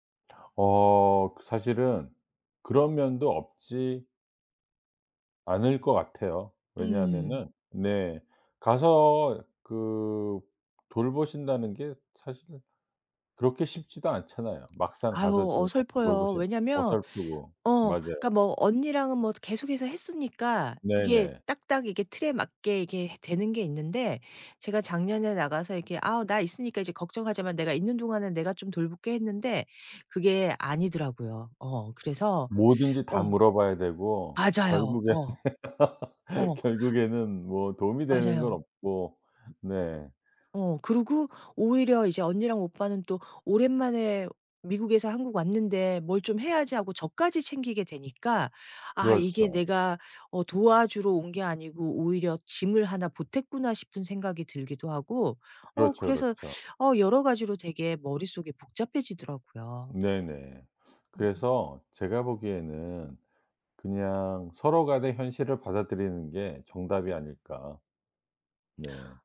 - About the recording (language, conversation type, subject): Korean, advice, 노부모 돌봄 책임을 어떻게 분담해야 가족 갈등을 줄일 수 있을까요?
- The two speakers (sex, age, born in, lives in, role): female, 50-54, South Korea, United States, user; male, 55-59, South Korea, United States, advisor
- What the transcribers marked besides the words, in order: tapping; other background noise; unintelligible speech; laughing while speaking: "결국에는"; laugh